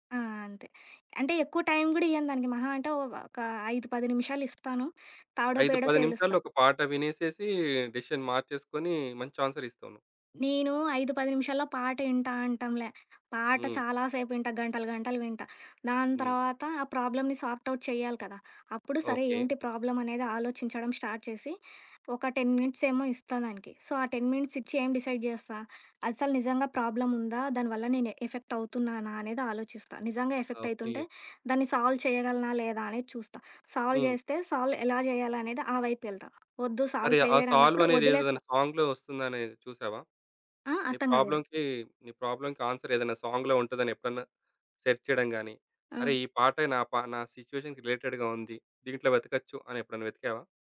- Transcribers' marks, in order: tapping; in English: "డెసిషన్"; other background noise; in English: "ప్రాబ్లమ్‌ని సార్ట్ అవుట్"; in English: "స్టార్ట్"; in English: "టెన్"; in English: "సో"; in English: "టెన్ మినిట్సిచ్చి"; in English: "డిసైడ్"; in English: "సాల్వ్"; in English: "సాల్వ్"; in English: "సాల్వ్"; in English: "సాల్వ్"; in English: "సాంగ్‌లో"; in English: "ప్రాబ్లమ్‌కి"; in English: "ప్రాబ్లమ్‌కి ఆన్సర్"; in English: "సాంగ్‌లో"; in English: "సిట్యుయేషన్‌కి రిలేటెడ్‌గా"
- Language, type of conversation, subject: Telugu, podcast, ఏ పాటలు మీ మనస్థితిని వెంటనే మార్చేస్తాయి?